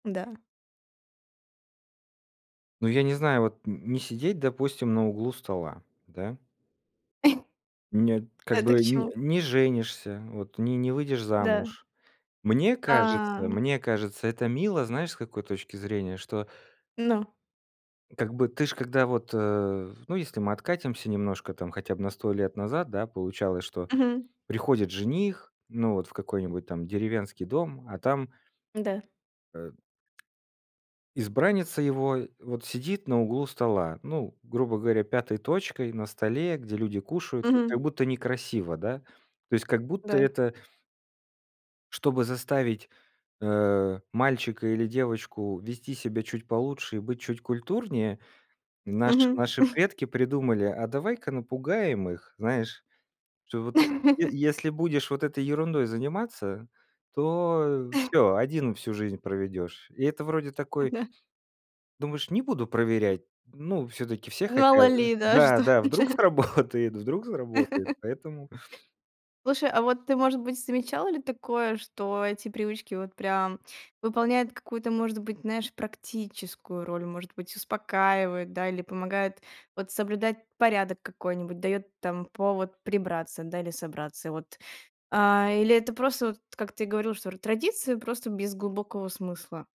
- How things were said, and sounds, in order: chuckle; background speech; other background noise; tapping; chuckle; laugh; chuckle; laughing while speaking: "да, что это?"; laughing while speaking: "сработает"; laugh; other noise
- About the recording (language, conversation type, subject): Russian, podcast, Какие бытовые суеверия до сих пор живы в вашей семье?